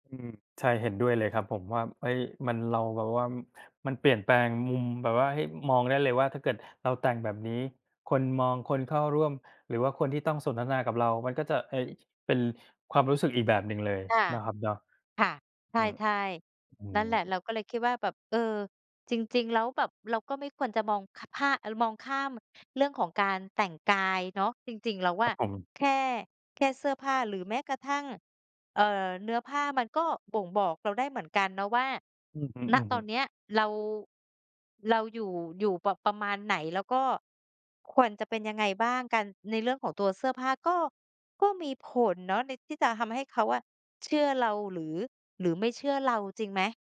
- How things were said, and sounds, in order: other background noise
- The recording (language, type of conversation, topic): Thai, unstructured, คุณชอบแสดงความเป็นตัวเองผ่านการแต่งตัวแบบไหนมากที่สุด?